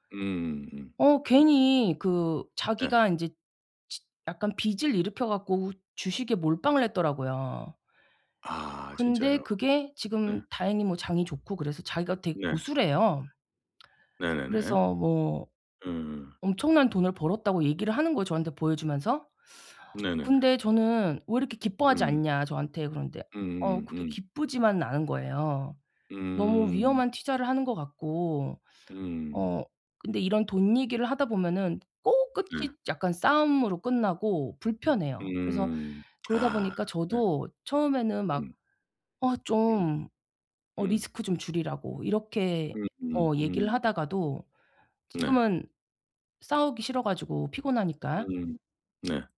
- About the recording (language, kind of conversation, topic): Korean, advice, 가족과 돈 이야기를 편하게 시작하려면 어떻게 해야 할까요?
- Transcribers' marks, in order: other noise; lip smack; other background noise; tapping